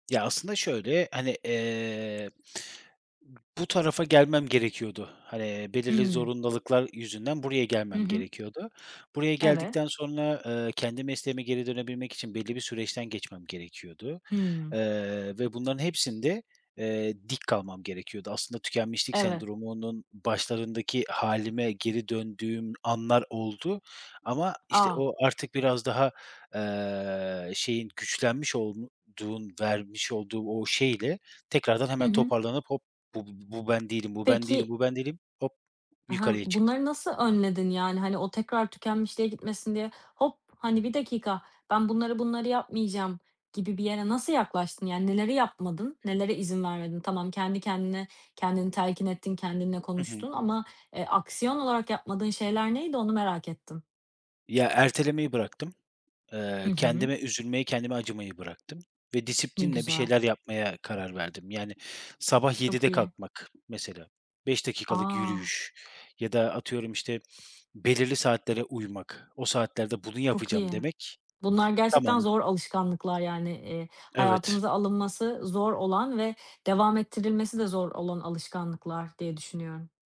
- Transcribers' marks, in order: other background noise; "zorunluluklar" said as "zorundalıklar"; tapping
- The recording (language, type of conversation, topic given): Turkish, podcast, Tükenmişlikle nasıl mücadele ediyorsun?